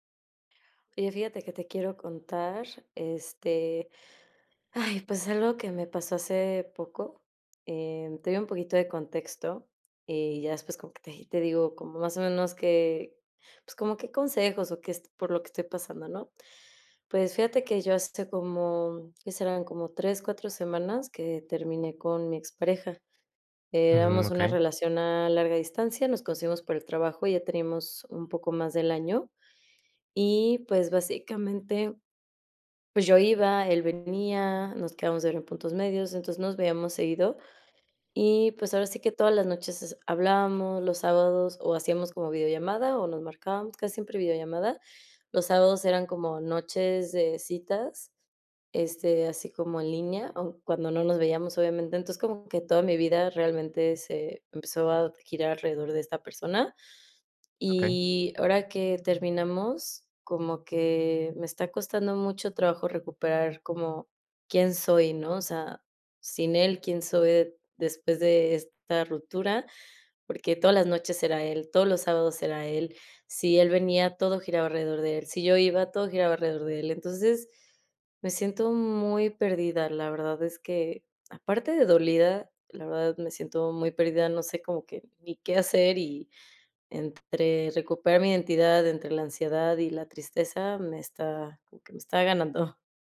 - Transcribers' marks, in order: none
- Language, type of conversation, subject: Spanish, advice, ¿Cómo puedo recuperar mi identidad tras una ruptura larga?